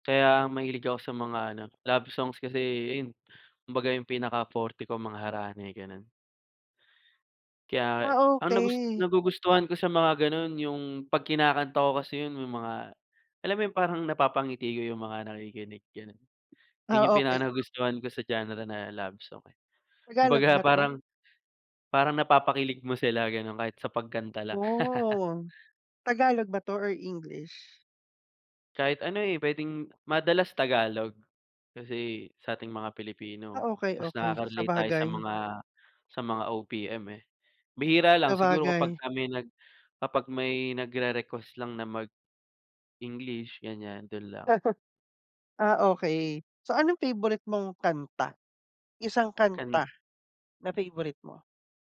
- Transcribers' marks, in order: tapping; chuckle; chuckle
- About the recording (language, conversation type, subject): Filipino, unstructured, Anong klaseng musika ang madalas mong pinakikinggan?